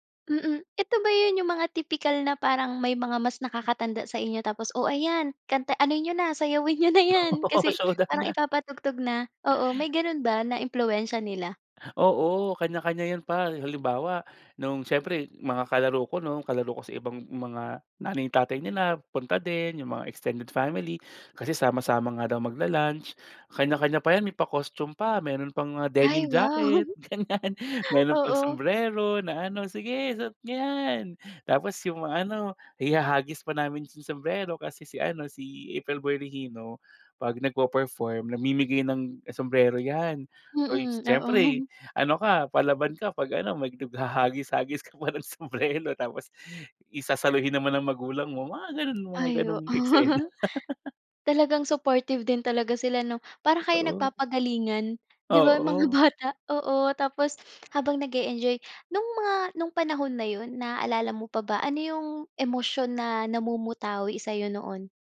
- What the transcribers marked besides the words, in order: laughing while speaking: "niyo na 'yan"; laughing while speaking: "Oo, showdown na"; tapping; laughing while speaking: "wow! Oo"; laughing while speaking: "ganyan"; laughing while speaking: "oo"; laughing while speaking: "sumbrero"; laughing while speaking: "oo"; laughing while speaking: "mga bata"
- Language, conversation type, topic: Filipino, podcast, May kanta ka bang may koneksyon sa isang mahalagang alaala?
- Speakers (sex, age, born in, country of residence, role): female, 25-29, Philippines, Philippines, host; male, 30-34, Philippines, Philippines, guest